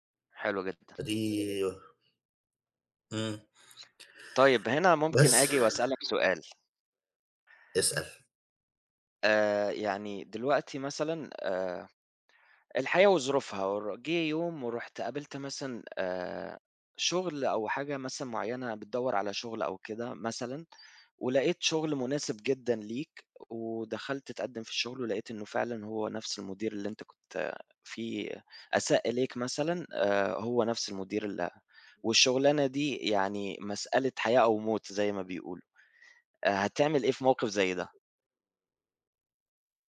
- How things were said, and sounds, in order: none
- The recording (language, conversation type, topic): Arabic, unstructured, هل تقدر تسامح حد آذاك جامد؟